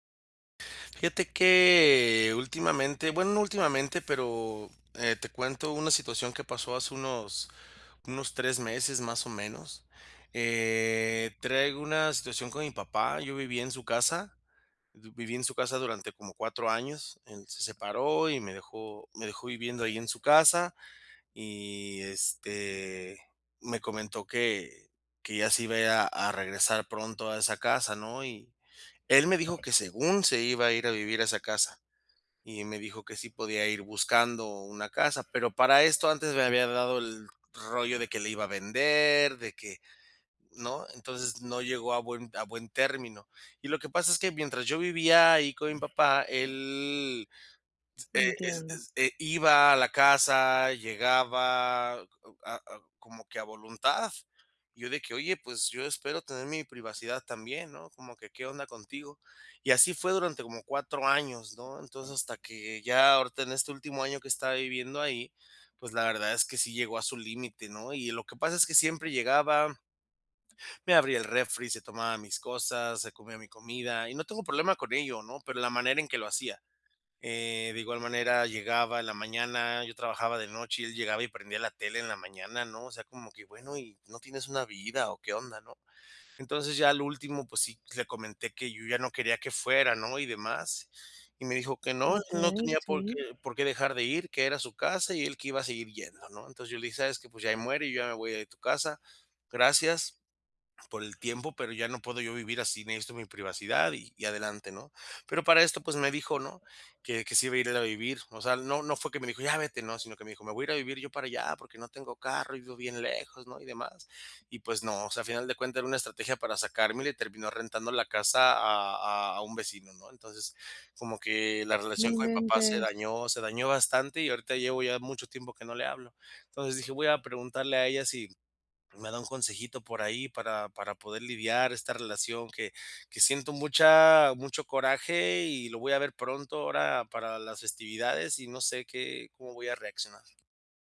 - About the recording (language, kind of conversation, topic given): Spanish, advice, ¿Cómo pueden resolver los desacuerdos sobre la crianza sin dañar la relación familiar?
- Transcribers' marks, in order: none